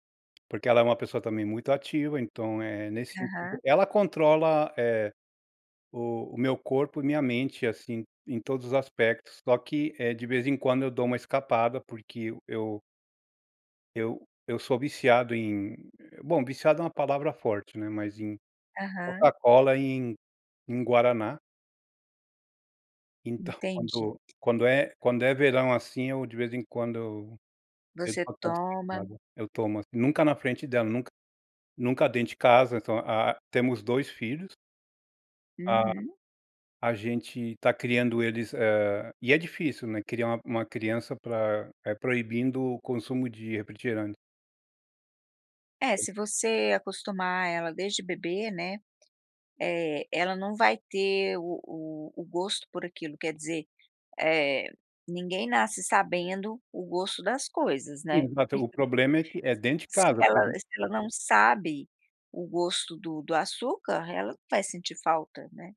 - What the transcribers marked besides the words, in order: tapping; unintelligible speech; other noise; chuckle; unintelligible speech
- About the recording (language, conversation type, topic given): Portuguese, podcast, Qual pequena mudança teve grande impacto na sua saúde?